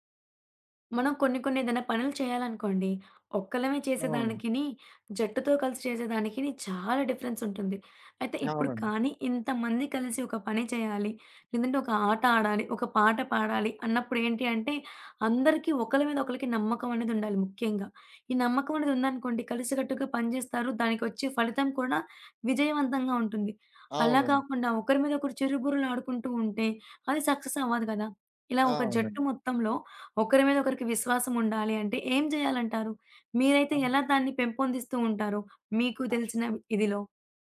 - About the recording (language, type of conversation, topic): Telugu, podcast, జట్టులో విశ్వాసాన్ని మీరు ఎలా పెంపొందిస్తారు?
- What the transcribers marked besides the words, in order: tapping; other background noise